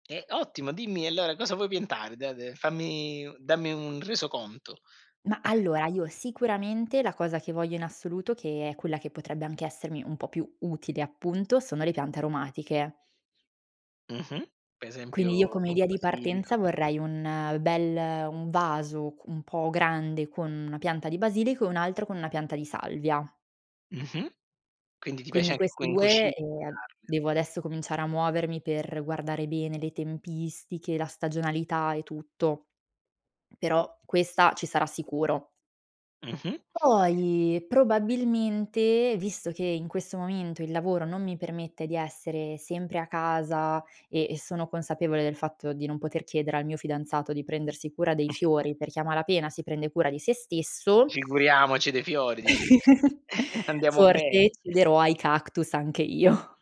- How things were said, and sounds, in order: chuckle; other background noise; other noise; chuckle; laughing while speaking: "io"
- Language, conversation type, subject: Italian, podcast, Hai esperienza di giardinaggio urbano o di cura delle piante sul balcone?